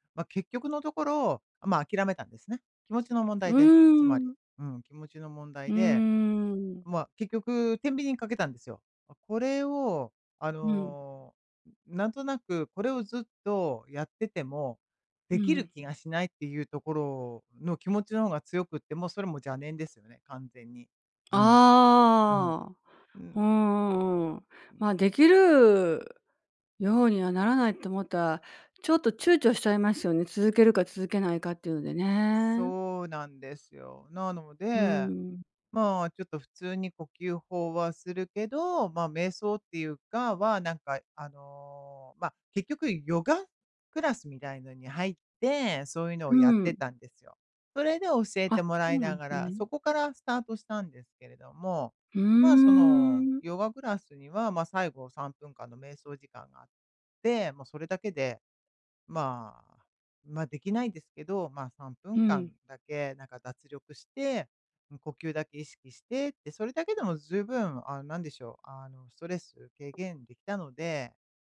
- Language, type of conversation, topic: Japanese, advice, 瞑想や呼吸法を続けられず、挫折感があるのですが、どうすれば続けられますか？
- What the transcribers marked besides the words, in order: drawn out: "ああ"; other background noise; tapping